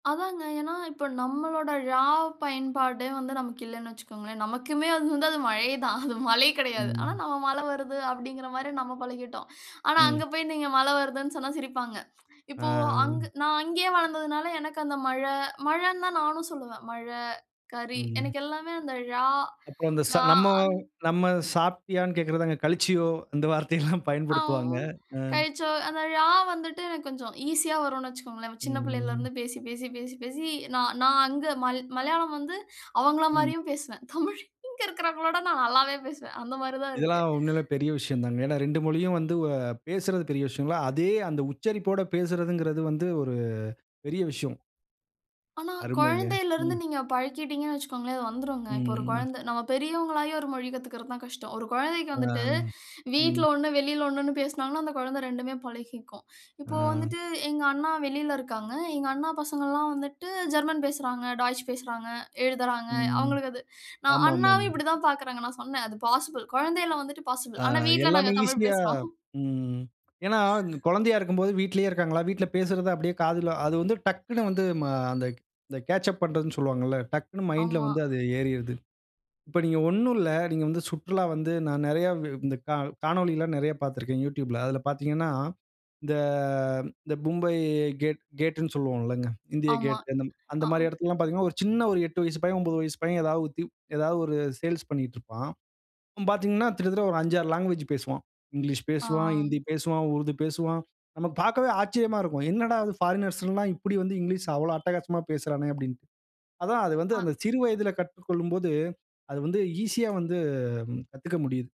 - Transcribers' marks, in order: laughing while speaking: "நமக்குமே அது வந்து அது மழை … வருதுனு சொன்னா சிரிப்பாங்க"; chuckle; laughing while speaking: "தமிழ் இங்கே இருகவரங்களோட விட நான் நல்லாவே பேசுவேன்"; tapping; in English: "பாசிபிள்"; in English: "பாசிபிள்"; laughing while speaking: "ஆனா வீட்ல நாங்க தமிழ் பேசுறோம்"; other background noise; in English: "கேட்ச் அப்"; in English: "மைண்ட்ல"; drawn out: "இந்த"; "மும்பை" said as "பும்பை"; in English: "லாங்குவேஜ்"; drawn out: "ஆ"; in English: "பாரிக்னர்ஸ்"
- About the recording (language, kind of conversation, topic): Tamil, podcast, உணவின் மூலம் மொழியும் கலாச்சாரமும் எவ்வாறு ஒன்றிணைகின்றன?